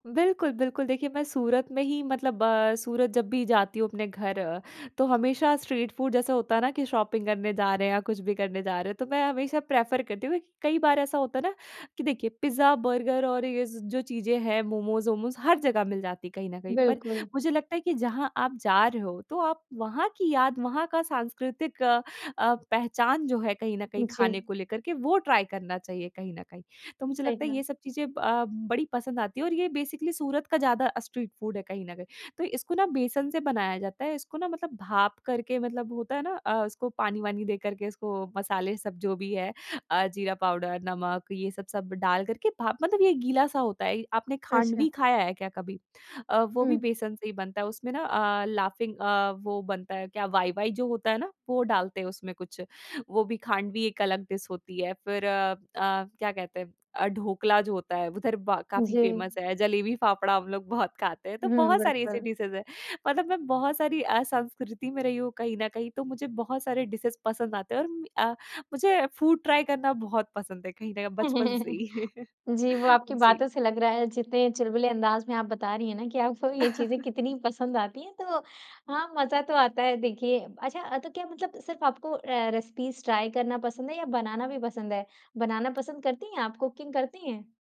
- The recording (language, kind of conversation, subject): Hindi, podcast, किस खाने ने आपकी सांस्कृतिक पहचान को आकार दिया है?
- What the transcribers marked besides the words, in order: in English: "स्ट्रीट फूड"; in English: "शॉपिंग"; in English: "प्रेफ़र"; in English: "ट्राई"; in English: "बेसिकली"; in English: "स्ट्रीट फूड"; in English: "डिश"; in English: "फेमस"; in English: "डिशेज़"; in English: "डिशेज़"; in English: "फूड ट्राई"; laugh; laugh; chuckle; in English: "रेसिपीज़ ट्राई"; in English: "कुकिंग"